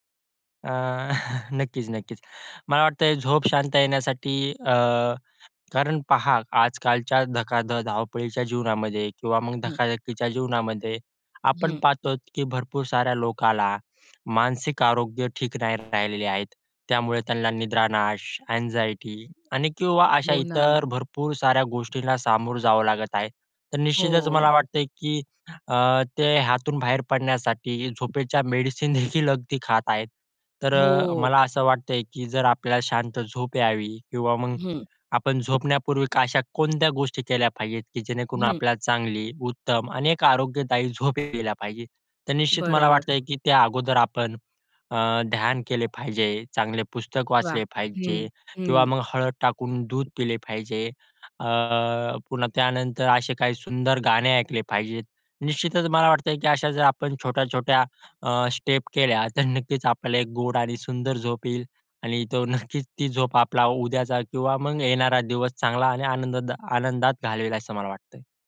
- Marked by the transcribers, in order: tapping; laughing while speaking: "नक्कीच-नक्कीच"; other background noise; "पाहतो" said as "पाहतोत"; "लोकांना" said as "लोकाला"; in English: "अँग्झायटी"; laughing while speaking: "देखील अगदी"; "अशा" said as "काशा"; "पाहिजे" said as "पाहिजेत"; "पाहिजे" said as "पाहिजेत"; chuckle; "पाहिजे" said as "पाहिजेत"; in English: "स्टेप"; laughing while speaking: "नक्कीच आपल्याला एक गोड आणि … असं मला वाटतंय"
- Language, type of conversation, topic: Marathi, podcast, झोपेपूर्वी शांत होण्यासाठी तुम्ही काय करता?